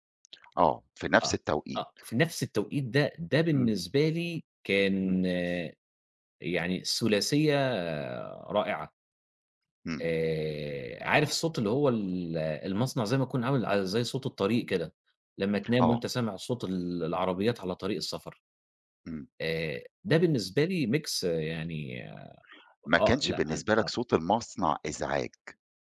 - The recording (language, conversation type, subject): Arabic, podcast, ايه العادات الصغيرة اللي بتعملوها وبتخلي البيت دافي؟
- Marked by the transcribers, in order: tapping; other background noise; in English: "mix"